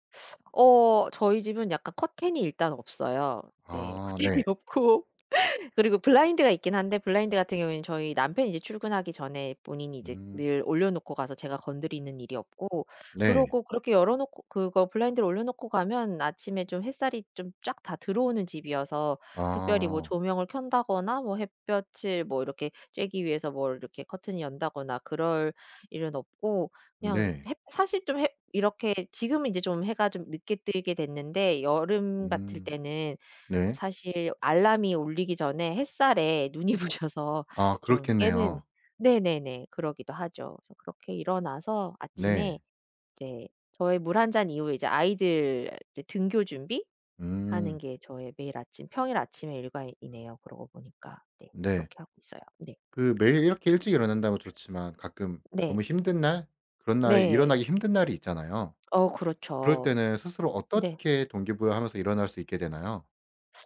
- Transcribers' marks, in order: laughing while speaking: "커튼이 없고"; other background noise; tapping; laughing while speaking: "부셔서"
- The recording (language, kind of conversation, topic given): Korean, podcast, 아침 일과는 보통 어떻게 되세요?